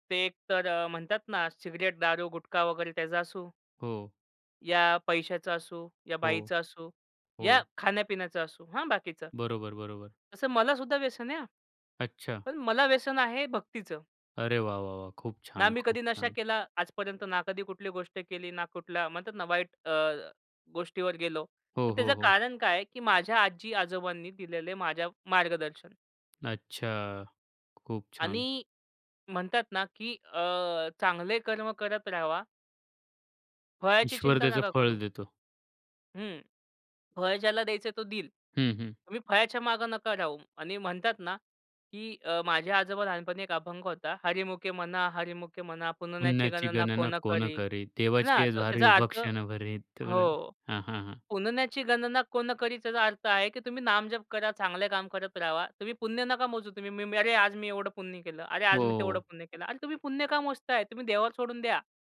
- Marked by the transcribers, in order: none
- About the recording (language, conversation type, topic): Marathi, podcast, आजोबा-आजींच्या मार्गदर्शनाचा तुमच्यावर कसा प्रभाव पडला?